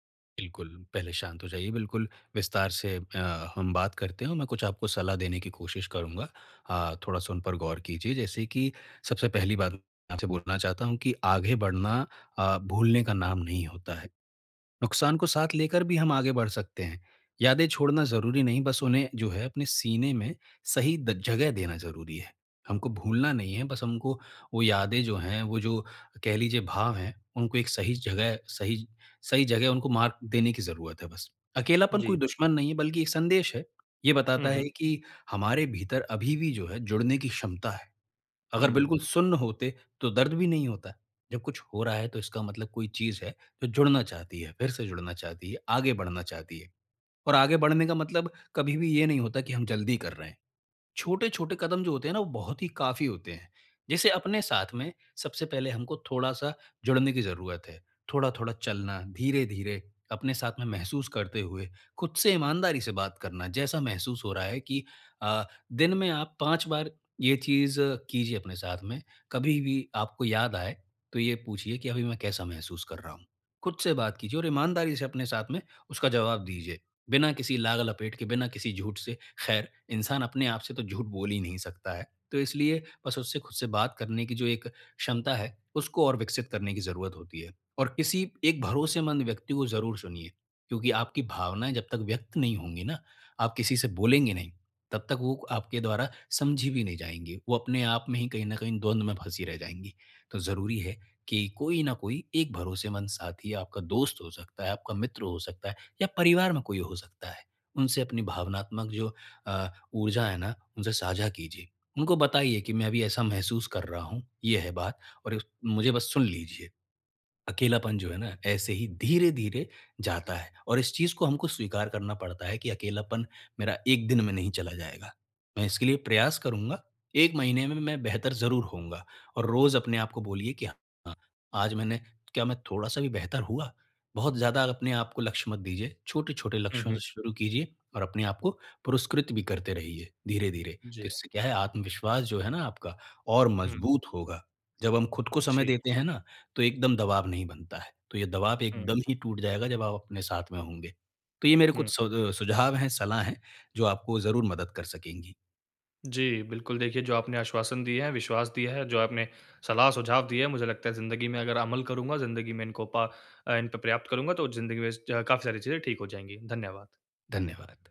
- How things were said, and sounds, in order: none
- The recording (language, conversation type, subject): Hindi, advice, मैं समर्थन कैसे खोजूँ और अकेलेपन को कैसे कम करूँ?
- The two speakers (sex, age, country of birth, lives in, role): male, 20-24, India, India, user; male, 25-29, India, India, advisor